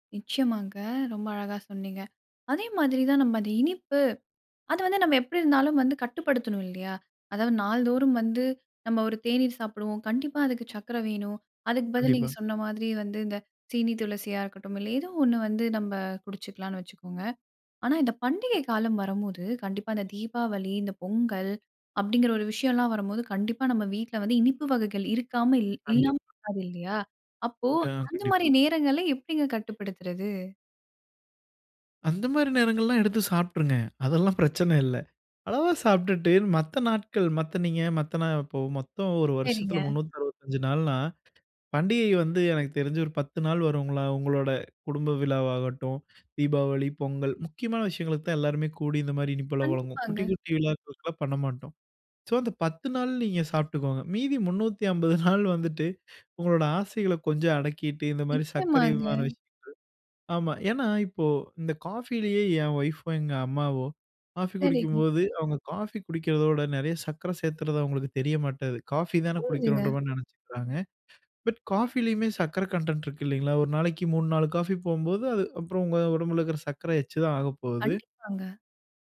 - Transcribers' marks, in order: other noise; other background noise; in English: "கன்டென்ட்"
- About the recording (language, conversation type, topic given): Tamil, podcast, இனிப்புகளை எவ்வாறு கட்டுப்பாட்டுடன் சாப்பிடலாம்?